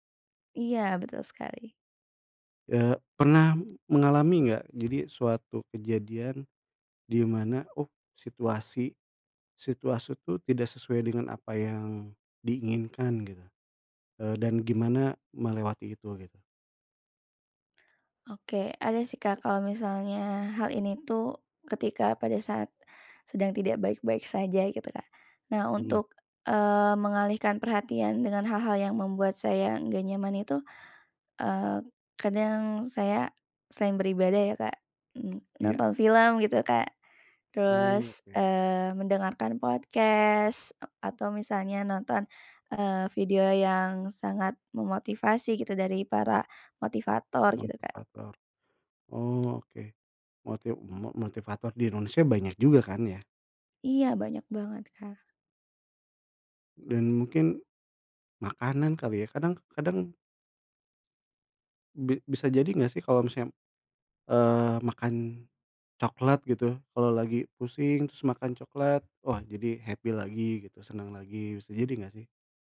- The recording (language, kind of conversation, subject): Indonesian, unstructured, Apa hal sederhana yang bisa membuat harimu lebih cerah?
- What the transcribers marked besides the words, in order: in English: "podcast"; tapping; in English: "happy"